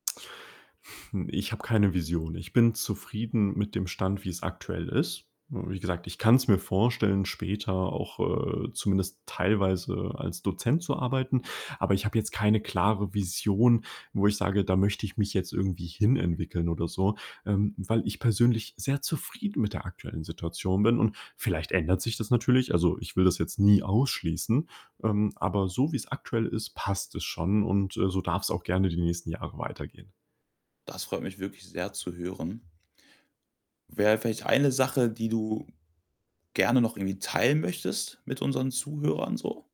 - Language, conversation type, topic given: German, podcast, Was bedeutet Arbeit für dich, abgesehen vom Geld?
- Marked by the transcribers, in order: other background noise